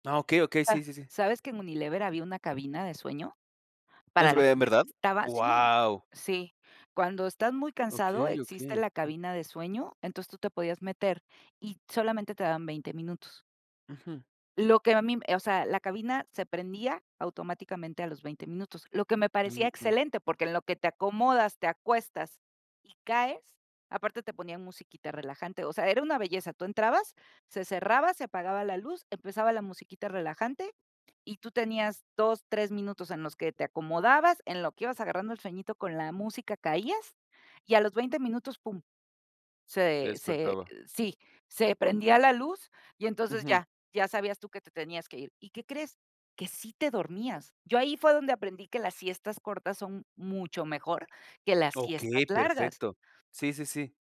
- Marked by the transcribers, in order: none
- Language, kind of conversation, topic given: Spanish, podcast, ¿Qué opinas de echarse una siesta corta?